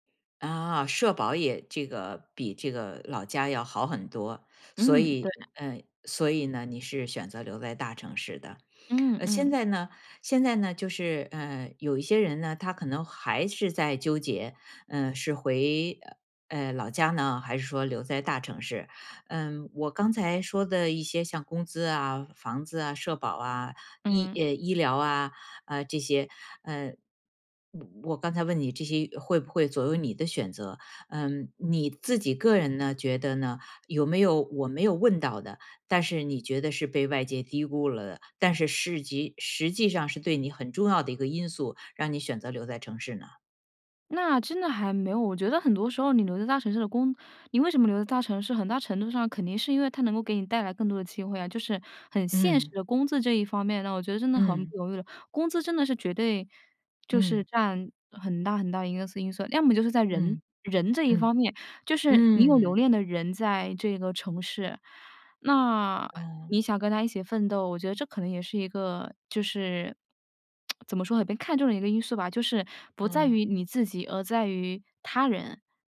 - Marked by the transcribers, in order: tsk
- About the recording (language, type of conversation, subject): Chinese, podcast, 你会选择留在城市，还是回老家发展？